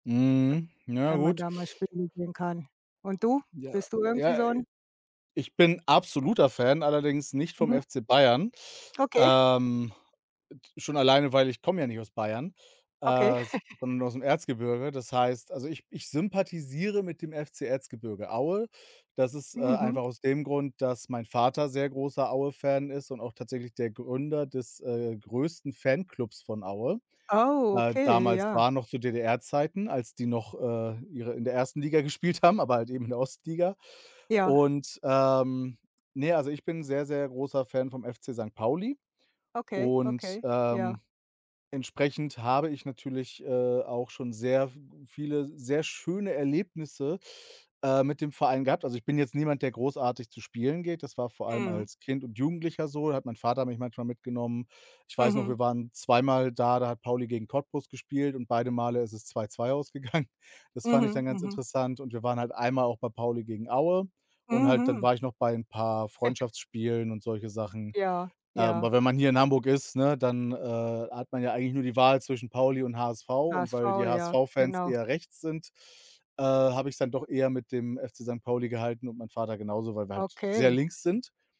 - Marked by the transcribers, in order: other background noise; drawn out: "Ähm"; chuckle; drawn out: "ähm"; laughing while speaking: "ausgegangen"; chuckle
- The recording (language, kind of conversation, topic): German, unstructured, Was war dein schönstes Sporterlebnis?